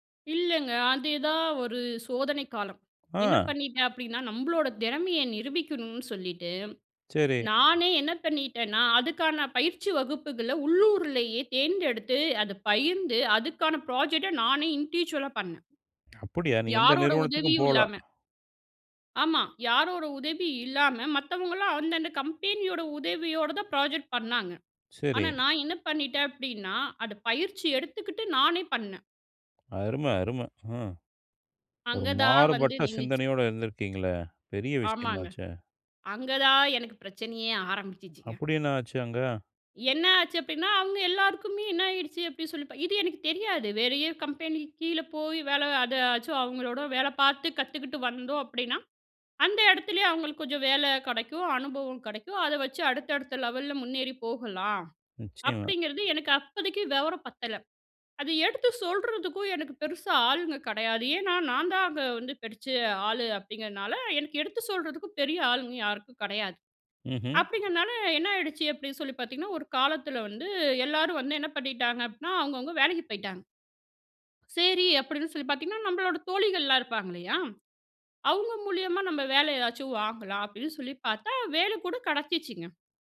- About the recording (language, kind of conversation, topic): Tamil, podcast, முதலாம் சம்பளம் வாங்கிய நாள் நினைவுகளைப் பற்றி சொல்ல முடியுமா?
- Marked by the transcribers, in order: in English: "ப்ராஜெக்ட்ட"; in English: "இண்டிவிஜுவலா"; in English: "புராஜெக்ட்"; other background noise; in English: "லெவல்ல"